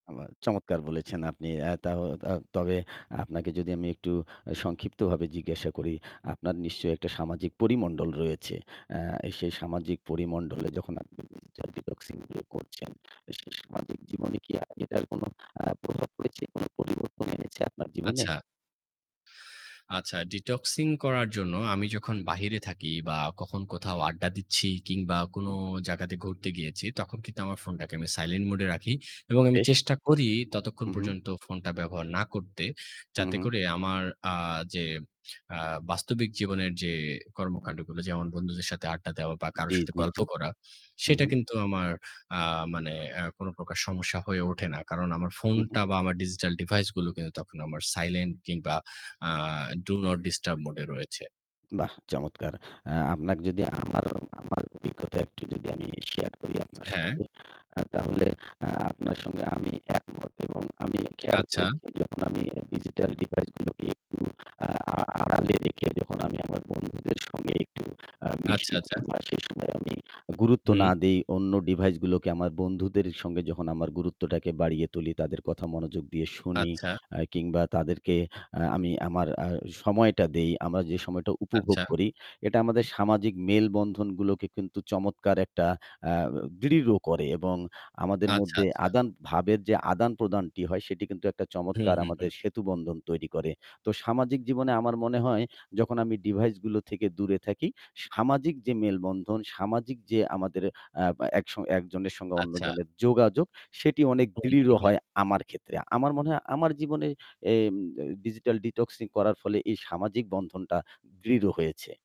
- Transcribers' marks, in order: distorted speech; in English: "digital ডি-detoxing"; in English: "detoxing"; in English: "silent mode"; in English: "digital device"; in English: "Do not disturb mode"; in English: "digital device"; unintelligible speech; in English: "digital detoxing"
- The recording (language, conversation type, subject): Bengali, unstructured, আপনি কীভাবে ডিজিটাল ডিটক্স করেন?